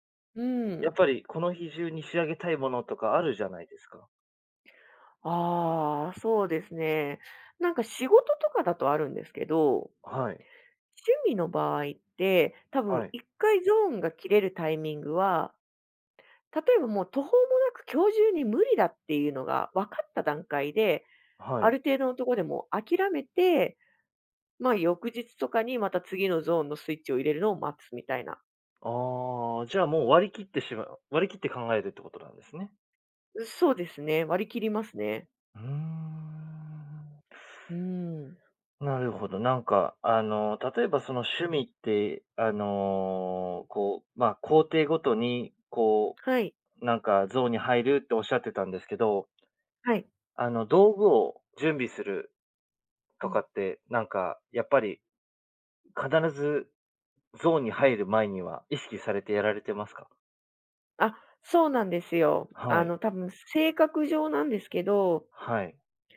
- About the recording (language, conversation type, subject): Japanese, podcast, 趣味に没頭して「ゾーン」に入ったと感じる瞬間は、どんな感覚ですか？
- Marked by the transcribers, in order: none